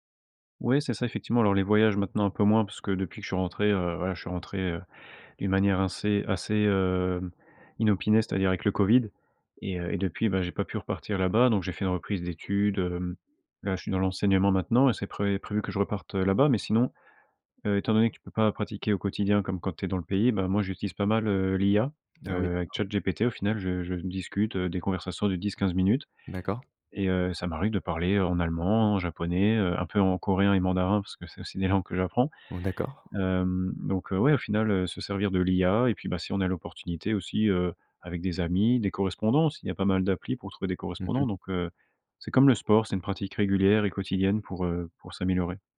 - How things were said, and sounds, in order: none
- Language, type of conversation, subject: French, podcast, Comment jongles-tu entre deux langues au quotidien ?